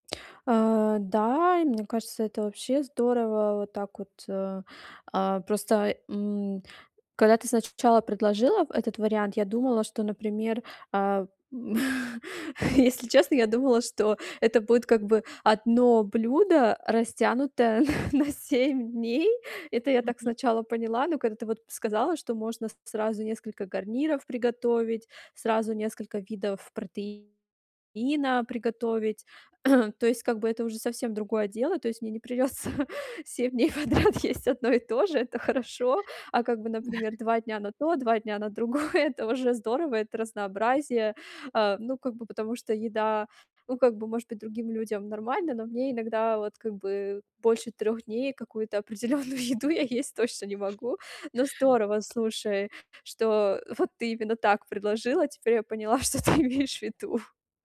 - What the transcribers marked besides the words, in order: laugh; laughing while speaking: "на на семь дней"; throat clearing; laughing while speaking: "не придется семь дней подряд есть одно и то же, это хорошо"; laughing while speaking: "другое"; chuckle; laughing while speaking: "определённую еду"; laughing while speaking: "я поняла, что ты имеешь в виду"
- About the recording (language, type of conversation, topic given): Russian, advice, Как каждый день быстро готовить вкусную и полезную еду?